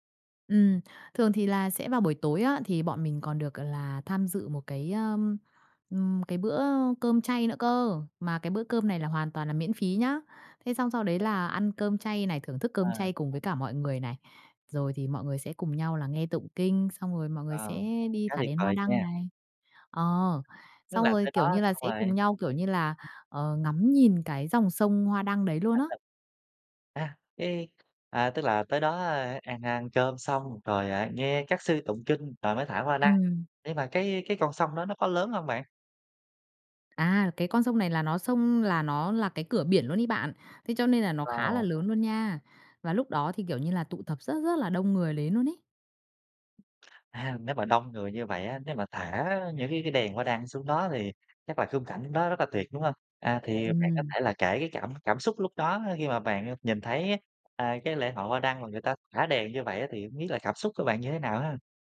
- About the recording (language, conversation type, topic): Vietnamese, podcast, Bạn có thể kể về một lần bạn thử tham gia lễ hội địa phương không?
- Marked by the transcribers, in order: tapping; other background noise; laugh